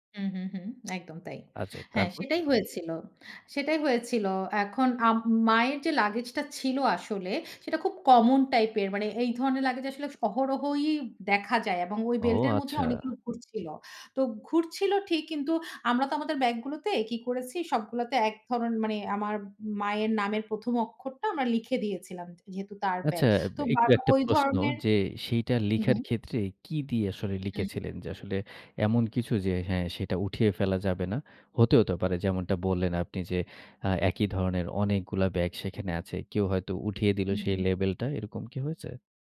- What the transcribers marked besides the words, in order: other background noise
- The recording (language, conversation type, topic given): Bengali, podcast, লাগেজ হারানোর পর আপনি কী করেছিলেন?